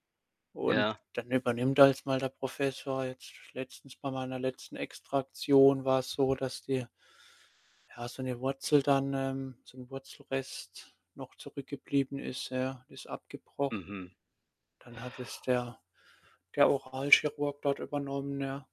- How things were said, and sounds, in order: other background noise; static
- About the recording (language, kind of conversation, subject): German, unstructured, Was würdest du am Schulsystem ändern?